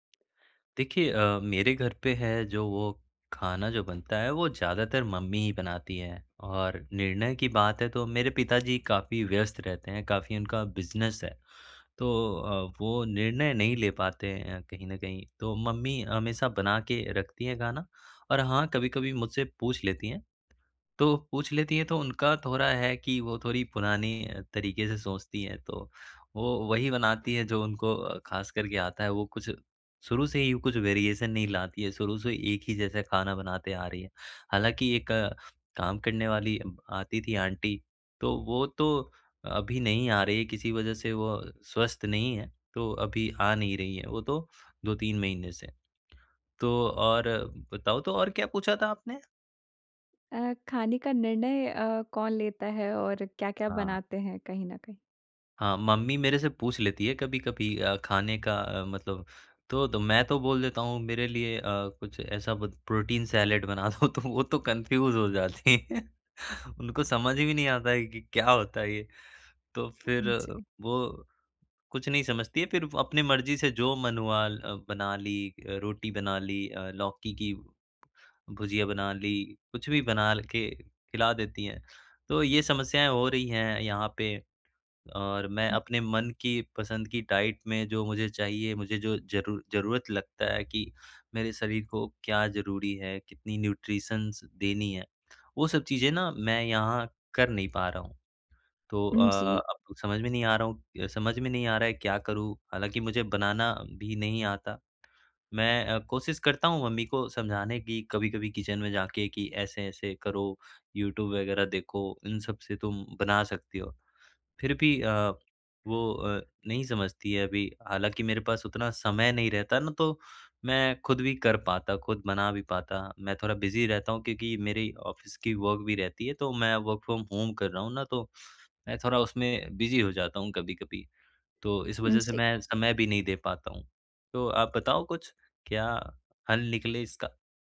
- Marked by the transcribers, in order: in English: "वेरिएशन"; in English: "आंटी"; in English: "सैलेड"; laughing while speaking: "बना दो तो वो तो … होता है ये?"; in English: "कन्फ्यूज"; laugh; in English: "डाइट"; in English: "न्यूट्रिशन्स"; in English: "किचन"; in English: "बिज़ी"; in English: "ऑफिस"; in English: "वर्क"; in English: "वर्क फ्रॉम होम"; in English: "बिज़ी"
- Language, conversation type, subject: Hindi, advice, परिवार के खाने की पसंद और अपने आहार लक्ष्यों के बीच मैं संतुलन कैसे बना सकता/सकती हूँ?